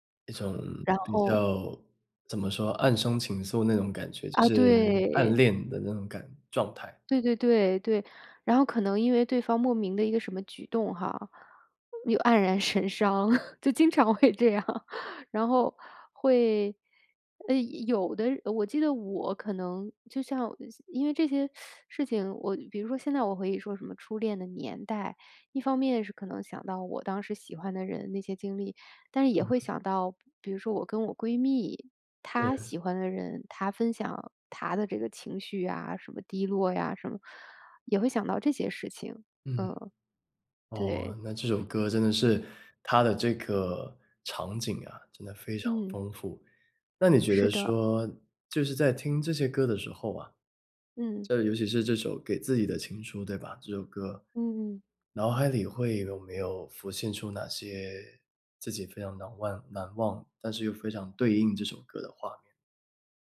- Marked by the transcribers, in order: drawn out: "对"; laughing while speaking: "神伤，就经常会这样"; other background noise
- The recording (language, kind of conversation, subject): Chinese, podcast, 有没有哪一首歌能让你瞬间回到初恋的那一刻？